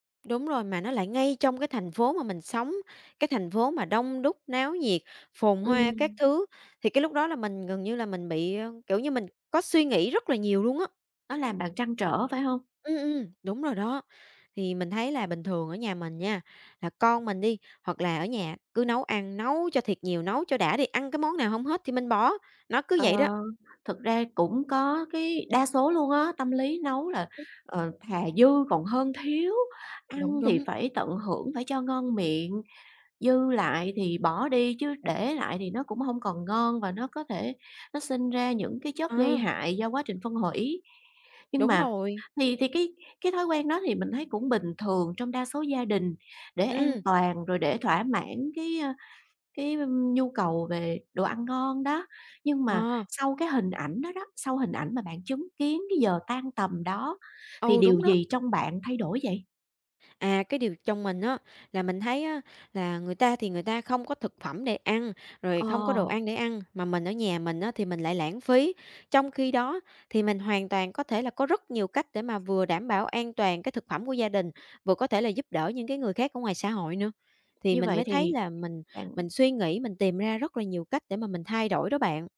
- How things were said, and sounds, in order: tapping
- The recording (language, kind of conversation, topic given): Vietnamese, podcast, Bạn làm thế nào để giảm lãng phí thực phẩm?